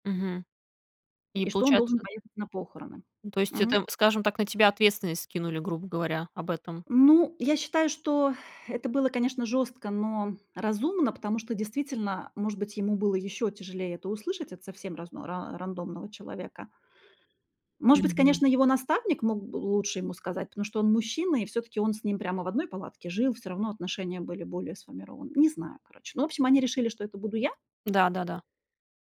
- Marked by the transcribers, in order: tapping
- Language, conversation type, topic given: Russian, podcast, Что делать, если твоя правда ранит другого человека?